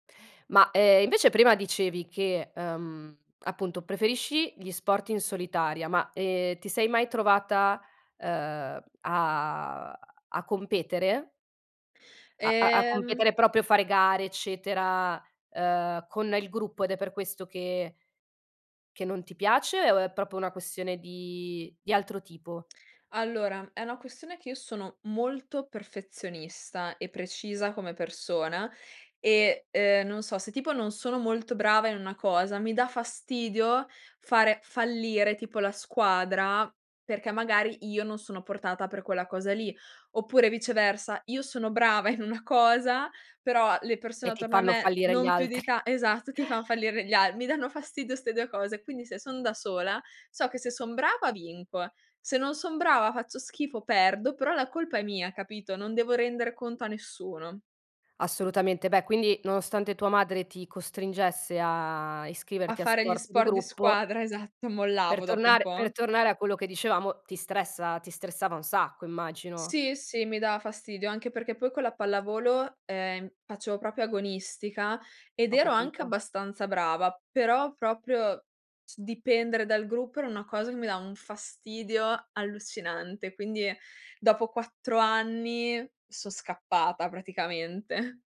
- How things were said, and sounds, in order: "proprio" said as "propio"; "proprio" said as "propo"; "proprio" said as "propio"
- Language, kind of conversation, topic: Italian, podcast, Come gestisci lo stress nella vita di tutti i giorni?